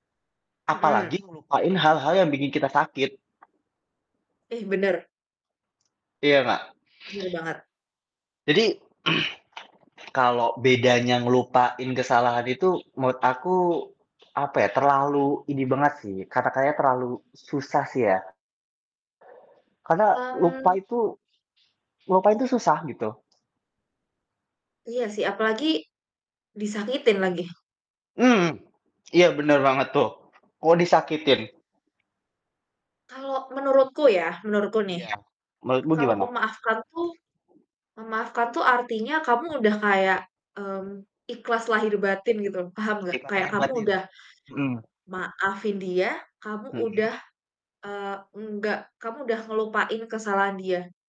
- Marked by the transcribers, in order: distorted speech; other background noise; throat clearing; tapping; throat clearing; wind
- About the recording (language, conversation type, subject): Indonesian, unstructured, Apakah kamu pernah merasa sulit memaafkan seseorang, dan apa alasannya?
- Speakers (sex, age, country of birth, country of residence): female, 25-29, Indonesia, Indonesia; male, 20-24, Indonesia, Indonesia